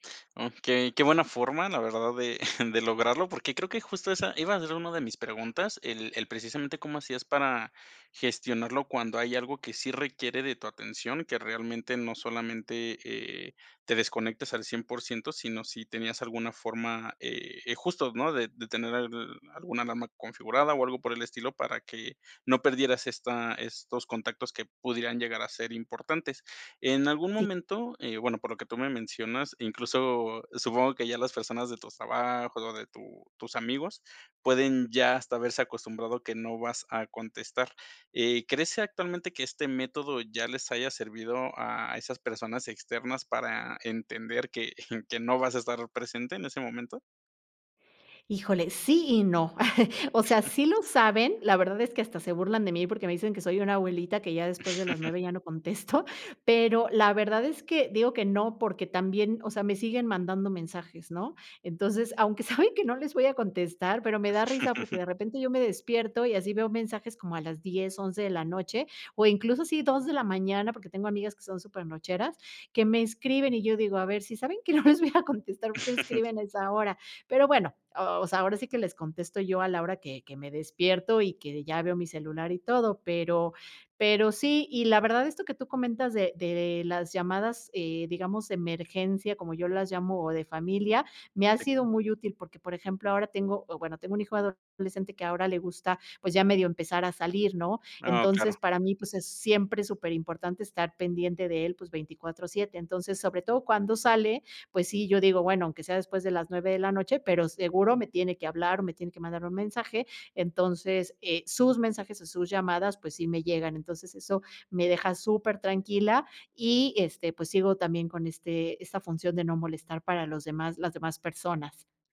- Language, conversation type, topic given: Spanish, podcast, ¿Qué haces para desconectarte del celular por la noche?
- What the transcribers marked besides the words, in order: chuckle; chuckle; chuckle; laugh; laughing while speaking: "ya no contesto"; laughing while speaking: "aunque saben"; chuckle; laughing while speaking: "no les voy a contestar"; chuckle